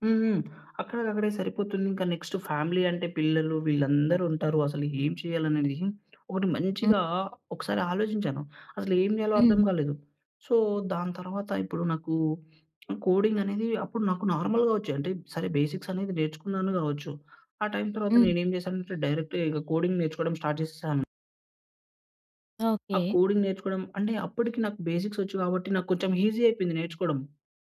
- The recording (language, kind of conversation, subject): Telugu, podcast, ఉద్యోగం మారిన తర్వాత ఆర్థికంగా మీరు ఎలా ప్రణాళిక చేసుకున్నారు?
- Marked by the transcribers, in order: in English: "ఫ్యామిలీ"; in English: "సో"; other background noise; lip smack; in English: "నార్మల్‌గా"; in English: "బేసిక్స్"; in English: "డైరెక్ట్‌గా"; in English: "కోడింగ్"; in English: "స్టార్ట్"; in English: "కోడింగ్"; in English: "బేసిక్స్"; in English: "ఈజీ"